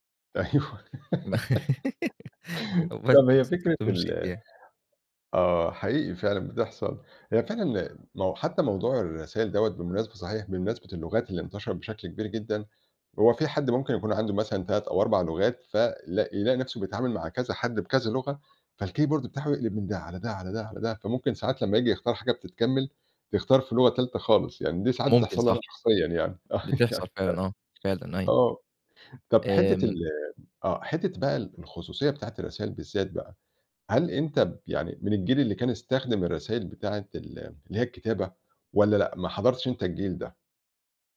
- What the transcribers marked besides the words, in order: laughing while speaking: "أيوه"; laugh; giggle; other background noise; unintelligible speech; chuckle
- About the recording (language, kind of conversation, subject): Arabic, podcast, إيه حدود الخصوصية اللي لازم نحطّها في الرسايل؟